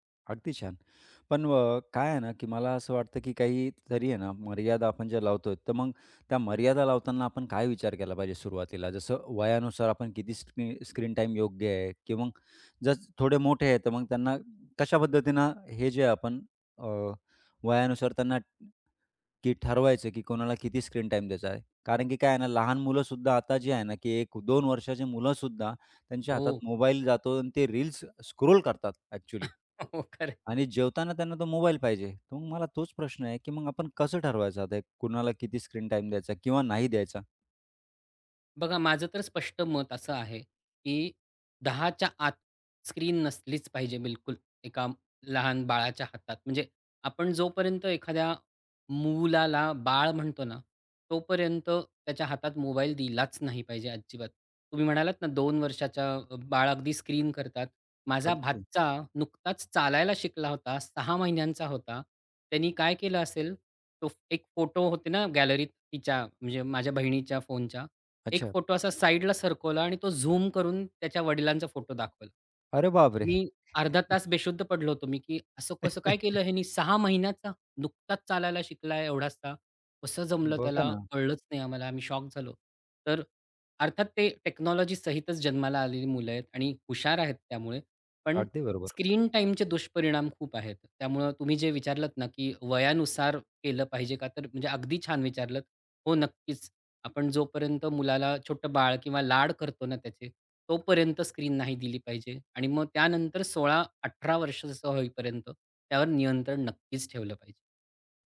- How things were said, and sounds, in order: tapping; chuckle; laughing while speaking: "हो, खरं आहे"; other background noise; surprised: "अरे बापरे!"; chuckle; in English: "टेक्नॉलॉजीसहितच"
- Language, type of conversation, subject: Marathi, podcast, मुलांसाठी स्क्रीनसमोरचा वेळ मर्यादित ठेवण्यासाठी तुम्ही कोणते नियम ठरवता आणि कोणत्या सोप्या टिप्स उपयोगी पडतात?